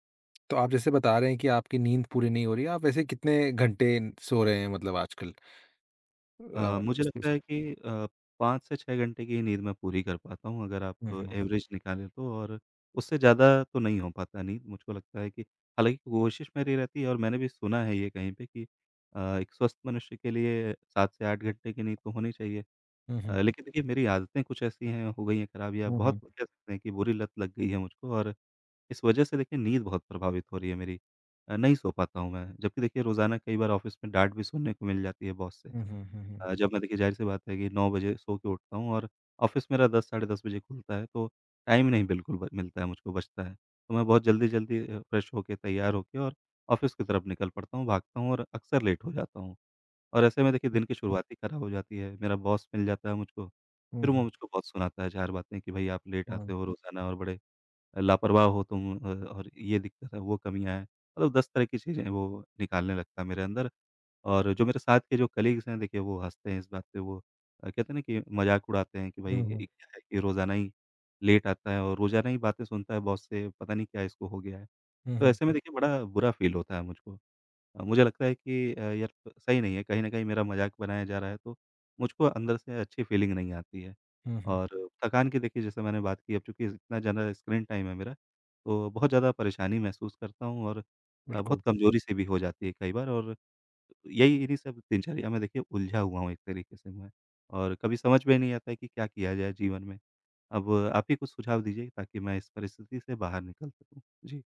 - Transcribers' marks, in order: tapping; unintelligible speech; in English: "एवरेज"; in English: "ऑफिस"; in English: "बॉस"; in English: "ऑफिस"; in English: "टाइम"; in English: "फ्रेश"; in English: "ऑफिस"; in English: "लेट"; in English: "बॉस"; in English: "लेट"; in English: "कलीग्स"; in English: "लेट"; in English: "बॉस"; in English: "फील"; in English: "फीलिंग"; in English: "टाइम"
- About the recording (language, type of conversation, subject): Hindi, advice, स्क्रीन देर तक देखने से सोने में देरी क्यों होती है?